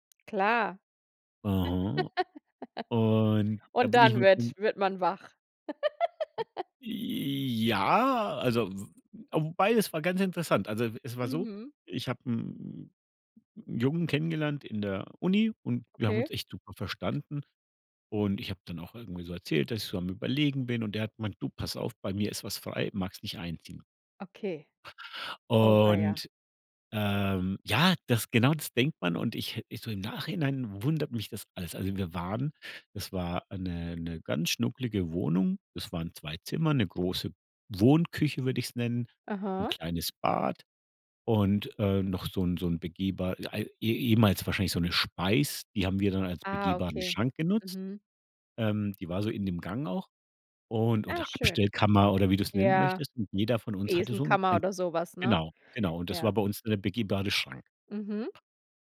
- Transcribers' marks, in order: tapping; laugh; other background noise; drawn out: "Ja"; laugh; drawn out: "Und"
- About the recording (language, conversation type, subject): German, podcast, Welche Tipps hast du für mehr Ordnung in kleinen Räumen?